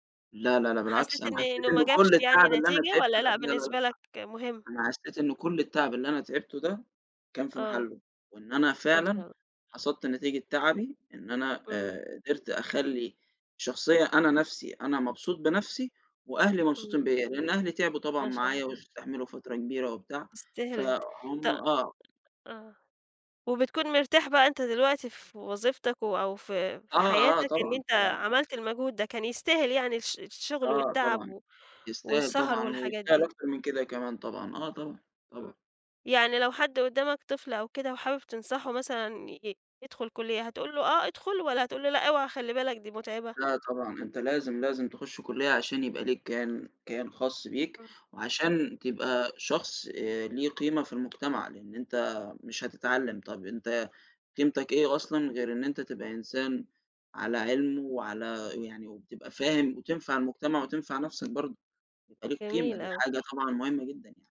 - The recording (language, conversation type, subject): Arabic, podcast, إيه أسعد يوم بتفتكره، وليه؟
- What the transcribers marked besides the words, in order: other background noise; tapping